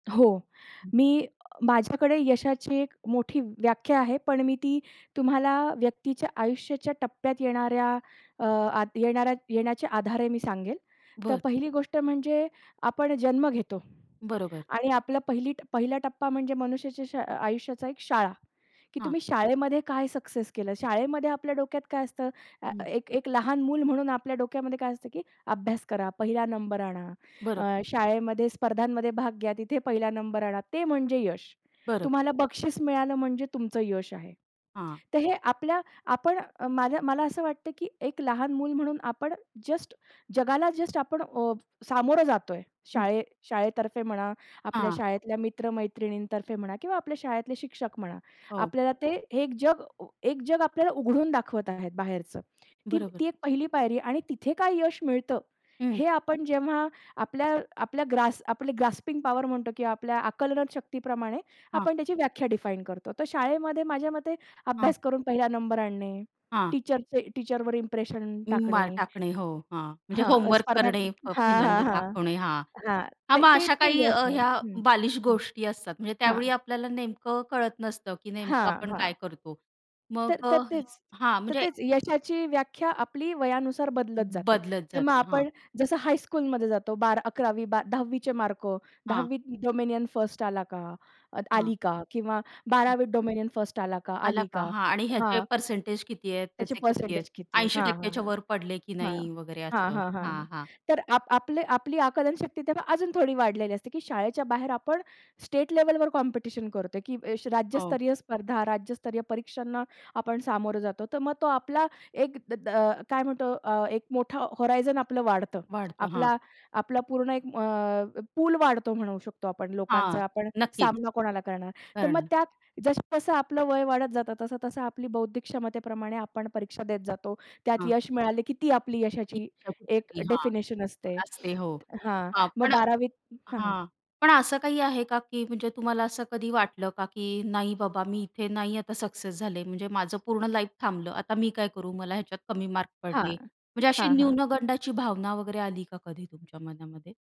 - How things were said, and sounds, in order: other background noise; other noise; in English: "टीचरवर"; in English: "डोमिनियन फर्स्ट"; in English: "डोमिनियन फर्स्ट"; in English: "स्टेट लेव्हलवर कॉम्पिटिशन"; in English: "होरायझन"; tapping; in English: "लाईफ"
- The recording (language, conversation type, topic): Marathi, podcast, तुम्ही कधी यशाची व्याख्या बदलली आहे का?